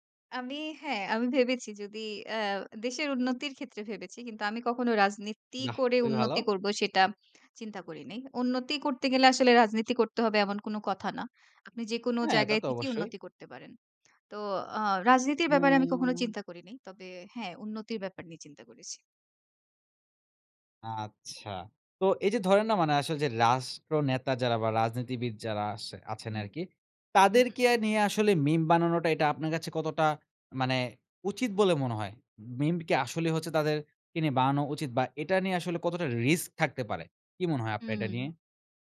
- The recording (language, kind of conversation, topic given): Bengali, podcast, মিমগুলো কীভাবে রাজনীতি ও মানুষের মানসিকতা বদলে দেয় বলে তুমি মনে করো?
- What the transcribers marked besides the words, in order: drawn out: "হুম"